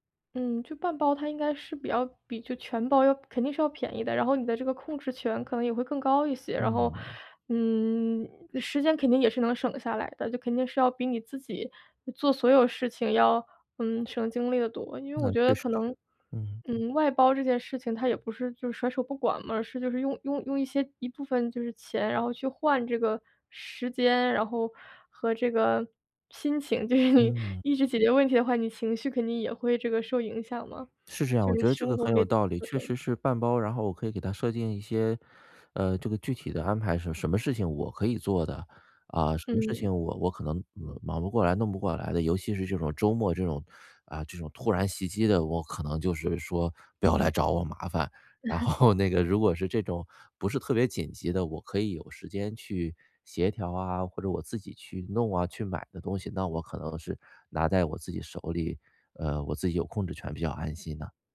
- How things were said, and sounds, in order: tapping; laughing while speaking: "就是你"; chuckle; laughing while speaking: "然后那"
- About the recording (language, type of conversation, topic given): Chinese, advice, 我怎样通过外包节省更多时间？